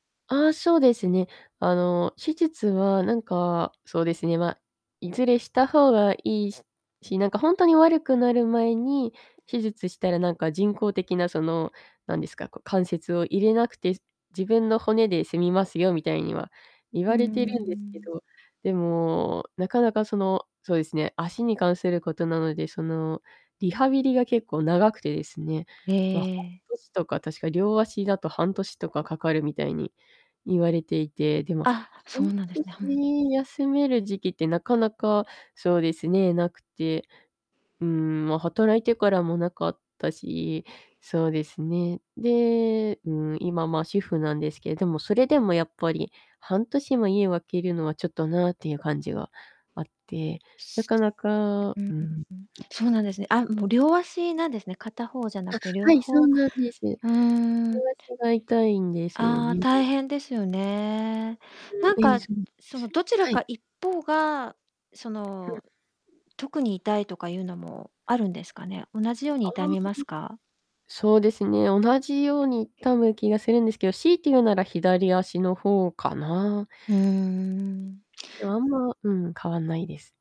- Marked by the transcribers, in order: other background noise; distorted speech; tapping
- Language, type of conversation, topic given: Japanese, advice, 怪我や痛みで運動ができないことが不安なのですが、どうすればよいですか？